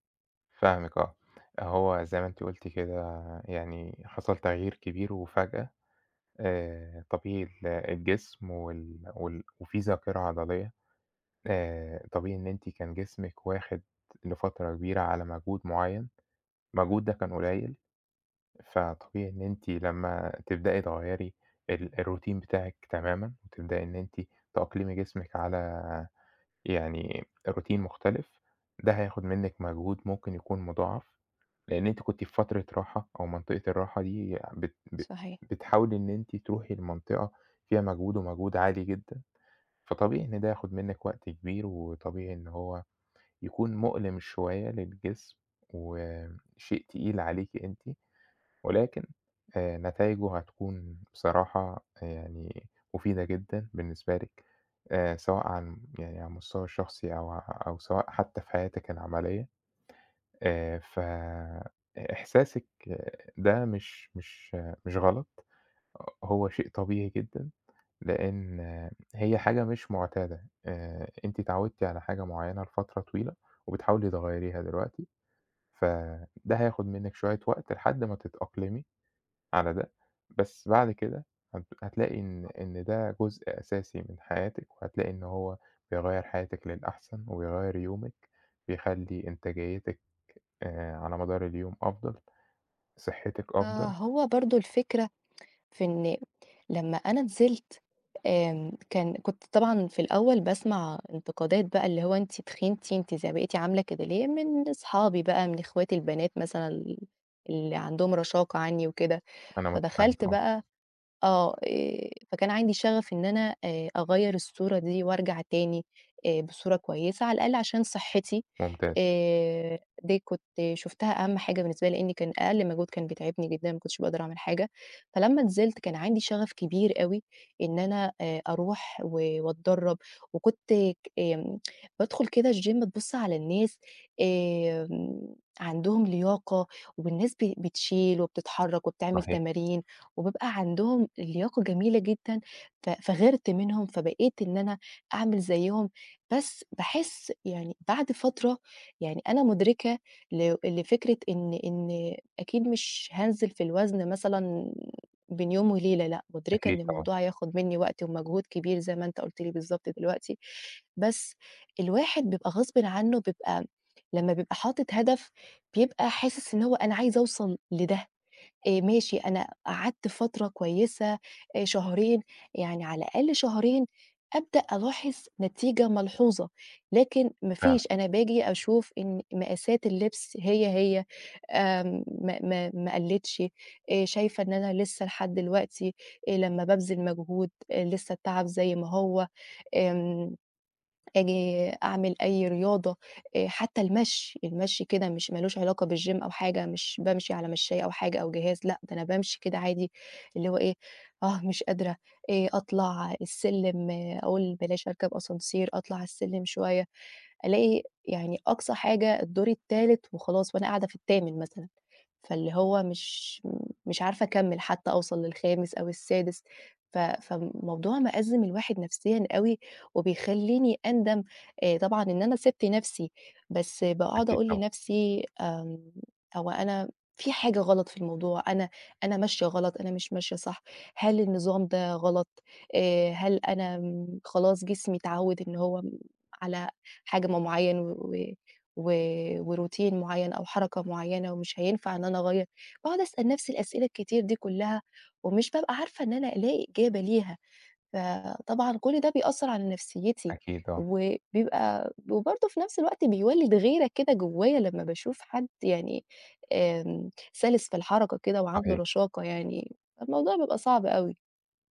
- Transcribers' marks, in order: in English: "الroutine"; in English: "الroutine"; tapping; tsk; tsk; in English: "الgym"; in English: "بالgym"; in French: "ascenseur"; in English: "وroutine"
- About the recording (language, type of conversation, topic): Arabic, advice, إزاي أتعامل مع إحباطي من قلة نتائج التمرين رغم المجهود؟